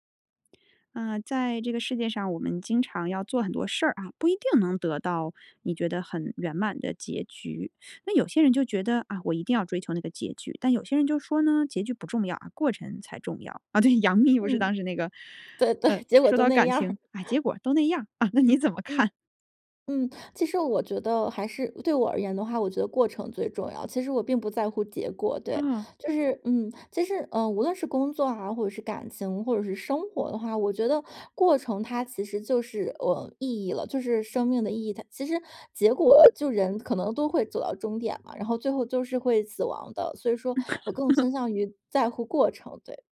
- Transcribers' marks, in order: laughing while speaking: "啊，对，杨幂不是当时那个，呃，说到：感情"; laughing while speaking: "对 对，结果都那样儿"; chuckle; laughing while speaking: "啊，那你怎么看？"; laugh
- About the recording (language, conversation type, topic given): Chinese, podcast, 你觉得结局更重要，还是过程更重要？